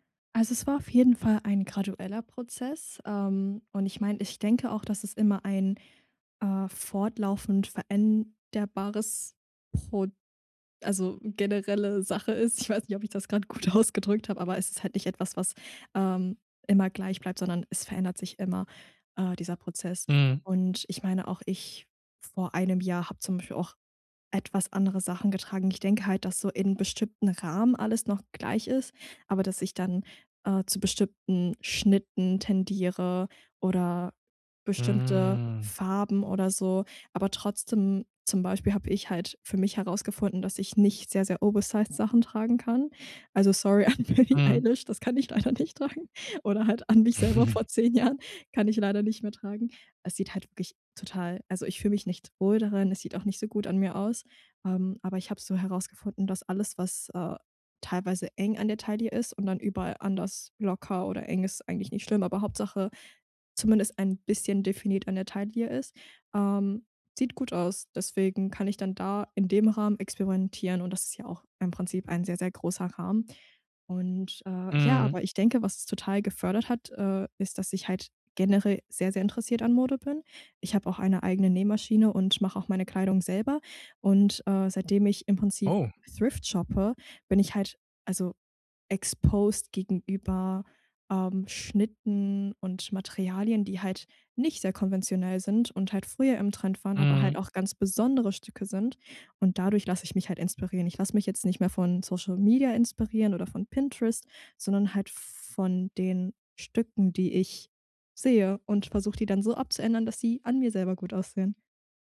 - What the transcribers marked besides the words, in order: laughing while speaking: "Ich weiß nicht, ob ich das grade gut ausgedrückt"; drawn out: "Hm"; laughing while speaking: "an Billy Eilish, das kann … vor zehn Jahren"; chuckle; in English: "thrift"; in English: "exposed"
- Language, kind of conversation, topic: German, podcast, Was war dein peinlichster Modefehltritt, und was hast du daraus gelernt?